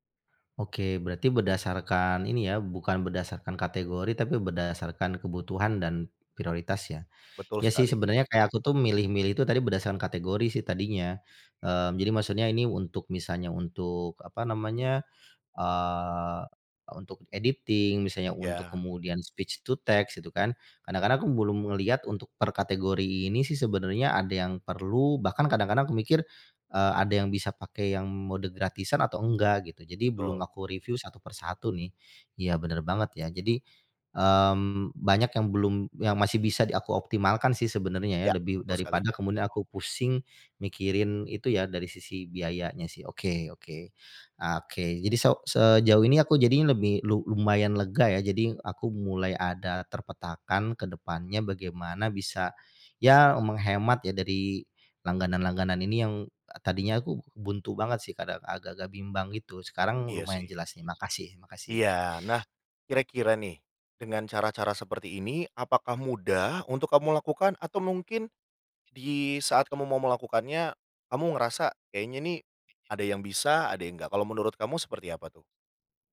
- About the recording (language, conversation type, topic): Indonesian, advice, Mengapa banyak langganan digital yang tidak terpakai masih tetap dikenai tagihan?
- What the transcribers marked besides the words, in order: in English: "editing"; in English: "speech to text"; other background noise; background speech